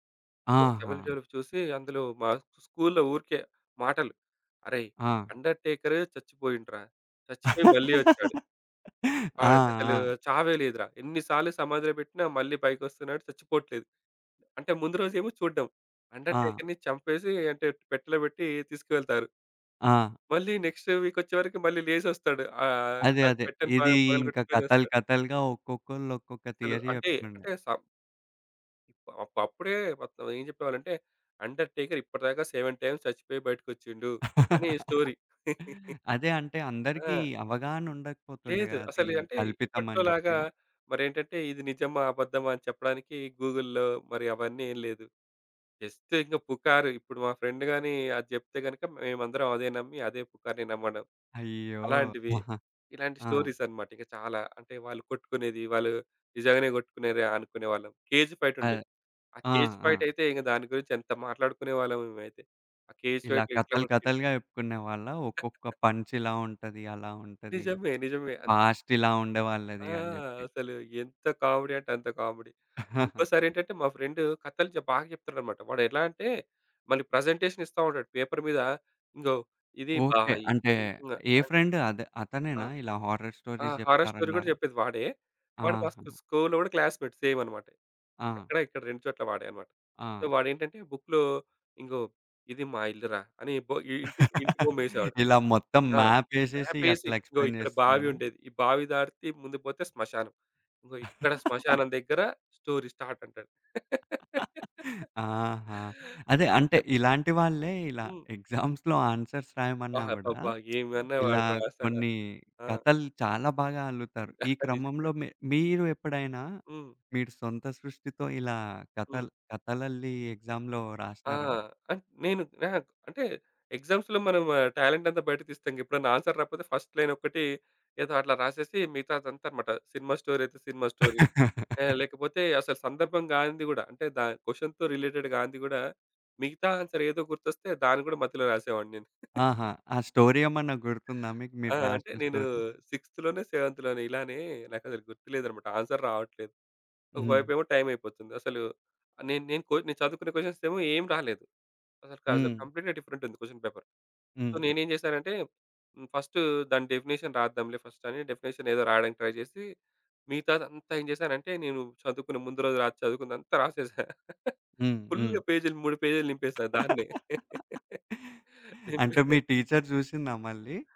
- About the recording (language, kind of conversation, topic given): Telugu, podcast, మీరు చిన్నప్పుడు వినిన కథలు ఇంకా గుర్తున్నాయా?
- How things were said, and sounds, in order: in English: "సో"; tapping; laugh; in English: "నెక్స్ట్ వీక్"; in English: "థియరీ"; in English: "సెవెన్ టైమ్స్"; chuckle; in English: "స్టోరీ"; chuckle; in English: "గూగుల్‌లో"; in English: "జస్ట్"; in English: "ఫ్రెండ్"; in English: "స్టోరీస్"; in English: "కేజ్ ఫైట్"; in English: "కేజ్ ఫైట్‌లో"; chuckle; in English: "పాస్ట్"; in English: "కామెడీ"; in English: "కామెడీ"; chuckle; in English: "ప్రజెంటేషన్"; in English: "పేపర్"; in English: "ఫ్రెండ్?"; in English: "హారర్ స్టోరీస్"; in English: "హారర్ స్టోరీ"; in English: "ఫస్ట్ స్కూల్‌లో"; in English: "క్లాస్‌మేట్ సేమ్"; in English: "సో"; in English: "బుక్‌లో"; laugh; in English: "ఎక్స్‌ప్లేయిన్"; chuckle; in English: "స్టోరీ స్టార్ట్"; giggle; laugh; other background noise; in English: "ఎగ్జామ్స్‌లో ఆన్సర్స్"; chuckle; in English: "ఎక్సామ్‌లో"; in English: "ఎగ్జామ్స్‌లో"; in English: "ఆన్సర్"; in English: "ఫస్ట్ లైన్"; in English: "స్టోరీ"; laugh; in English: "స్టోరీ"; in English: "క్వశ్చన్‌తో రిలేటెడ్"; in English: "ఆన్సర్"; chuckle; in English: "స్టోరీ"; in English: "స్టోరీ?"; in English: "సిక్స్త్‌లోనే, సెవెంత్‌లోనే"; in English: "ఆన్సర్"; in English: "క్వశ్చన్స్"; in English: "కంప్లీట్‌గా డిఫరెంట్"; in English: "క్వశ్చన్ పేపర్. సో"; in English: "డెఫినిషన్"; in English: "డెఫినిషన్"; in English: "ట్రై"; chuckle; in English: "ఫుల్"; chuckle; laughing while speaking: "నింపే"